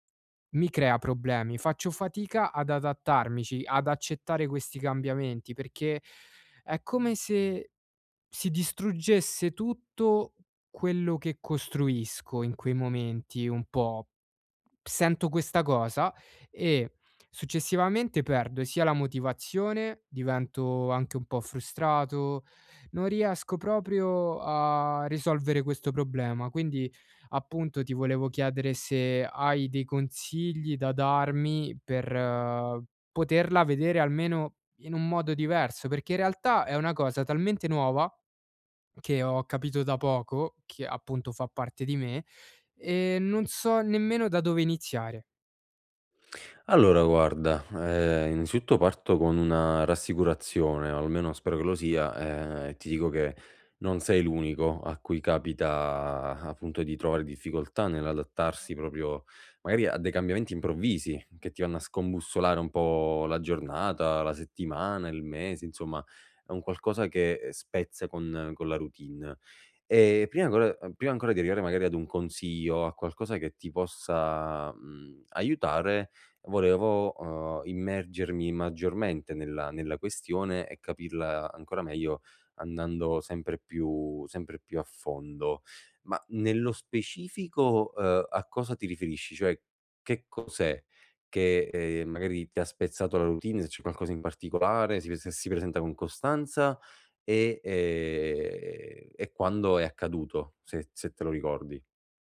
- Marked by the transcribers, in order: tapping; "innanzitutto" said as "inzitutto"; "particolare" said as "barticolare"
- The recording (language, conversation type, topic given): Italian, advice, Come posso adattarmi quando un cambiamento improvviso mi fa sentire fuori controllo?